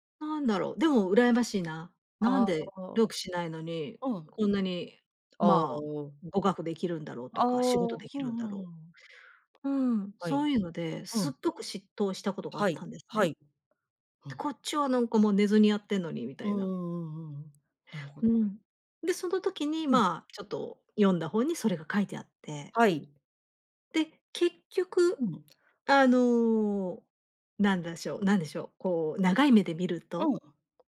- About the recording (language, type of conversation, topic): Japanese, podcast, 才能と努力では、どちらがより大事だと思いますか？
- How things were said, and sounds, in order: none